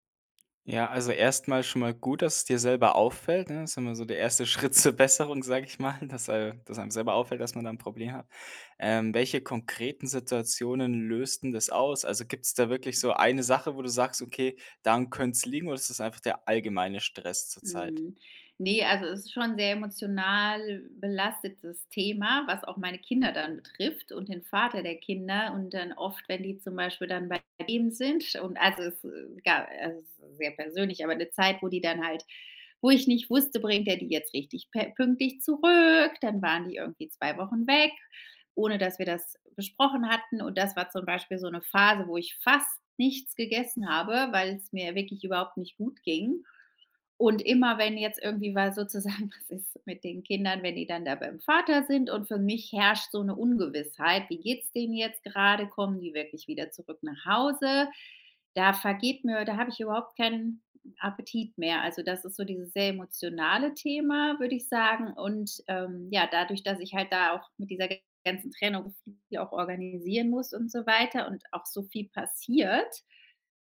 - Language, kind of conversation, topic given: German, advice, Wie kann ich meine Essgewohnheiten und meinen Koffeinkonsum unter Stress besser kontrollieren?
- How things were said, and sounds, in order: laughing while speaking: "Schritt zur Besserung"; drawn out: "zurück?"; stressed: "weg"